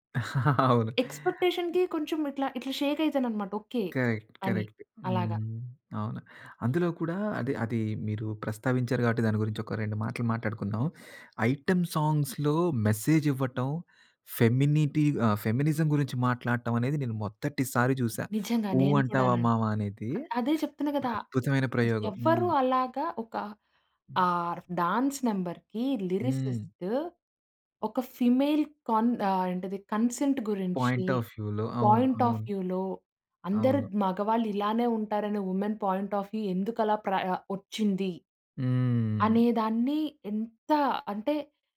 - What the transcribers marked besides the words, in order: laughing while speaking: "అవును"; in English: "ఎక్స్‌పెక్‌టే‌షన్‌కి"; other background noise; in English: "కరెక్ట్. కరెక్ట్"; in English: "ఐటెమ్ సాంగ్స్‌లో మెసేజ్"; in English: "ఫెమినిటి"; in English: "ఫెమినిజం"; tapping; in English: "ఆర్ డాన్స్ నంబర్‌కి లిరిసిస్టు"; in English: "ఫీమేల్"; in English: "కన్సెంట్"; in English: "పాయింట్ ఆఫ్ వ్యూలో"; in English: "పాయింట్ ఆఫ్ వ్యూ‌లో"; in English: "వుమెన్ పాయింట్ ఆఫ్ వ్యూ"
- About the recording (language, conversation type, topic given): Telugu, podcast, భాష మీ పాటల ఎంపికను ఎలా ప్రభావితం చేస్తుంది?